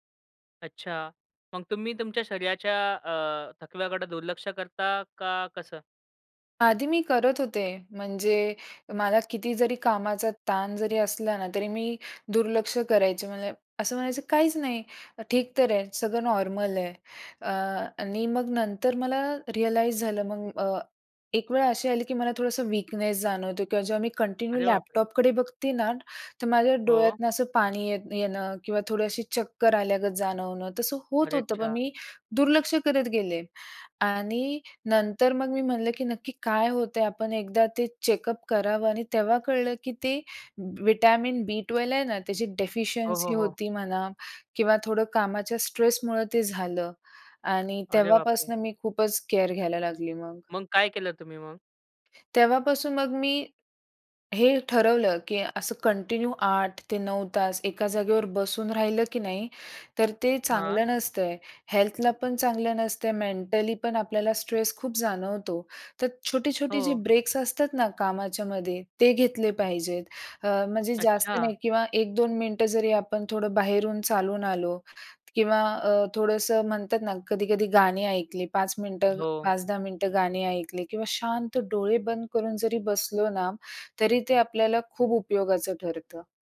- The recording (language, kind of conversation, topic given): Marathi, podcast, तुमचे शरीर आता थांबायला सांगत आहे असे वाटल्यावर तुम्ही काय करता?
- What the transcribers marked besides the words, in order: in English: "रियलाइज"; in English: "वीकनेस"; in English: "कंटिन्यू"; in English: "चेकअप"; other background noise; in English: "कंटिन्यू"; tapping